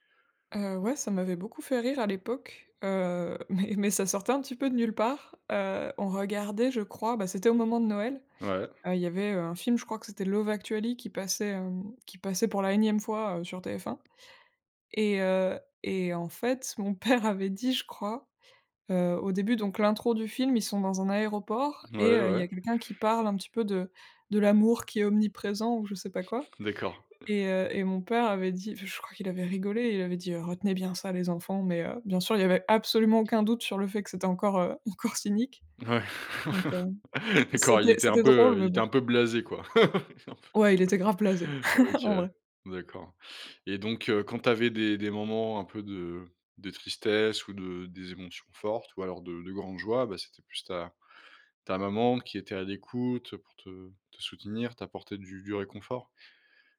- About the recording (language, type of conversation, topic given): French, podcast, Comment parlait-on des émotions chez toi quand tu étais jeune ?
- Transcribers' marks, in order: laughing while speaking: "mais"; laughing while speaking: "mon père"; chuckle; stressed: "absolument"; other background noise; laughing while speaking: "encore cynique"; laugh; laugh; laughing while speaking: "Un peu"; laugh; chuckle